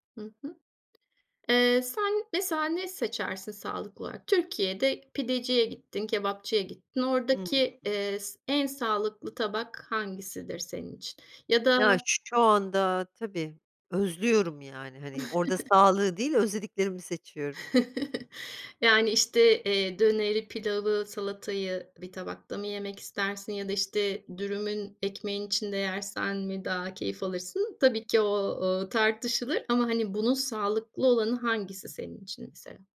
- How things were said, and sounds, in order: other background noise; tapping; chuckle; chuckle
- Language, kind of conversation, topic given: Turkish, podcast, Restoran menüsünden sağlıklı bir seçim nasıl yapılır?